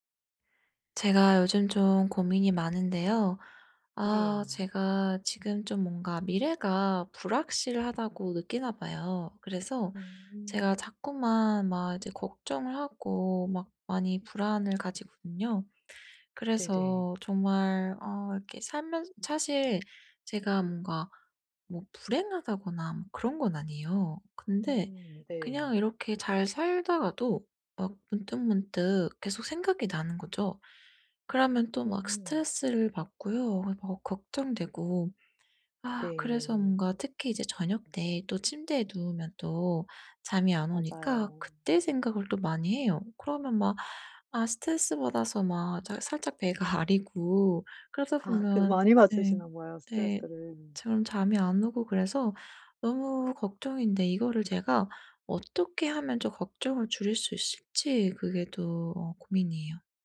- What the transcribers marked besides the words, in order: none
- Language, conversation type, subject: Korean, advice, 미래가 불확실해서 걱정이 많을 때, 일상에서 걱정을 줄일 수 있는 방법은 무엇인가요?